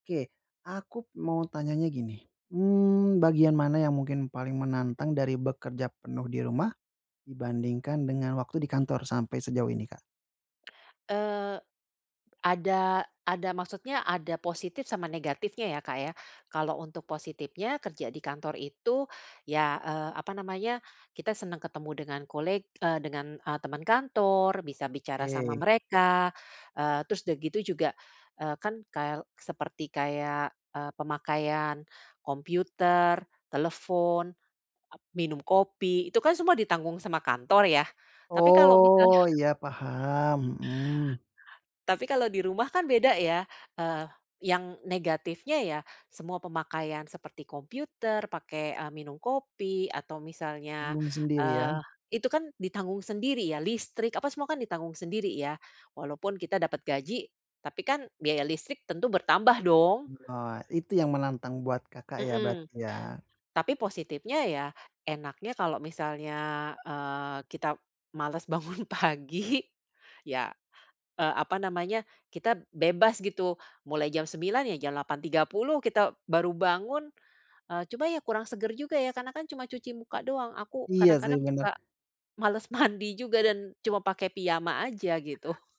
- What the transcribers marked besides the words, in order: laughing while speaking: "bangun pagi"; laughing while speaking: "mandi"
- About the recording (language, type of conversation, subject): Indonesian, advice, Bagaimana pengalaman Anda bekerja dari rumah penuh waktu sebagai pengganti bekerja di kantor?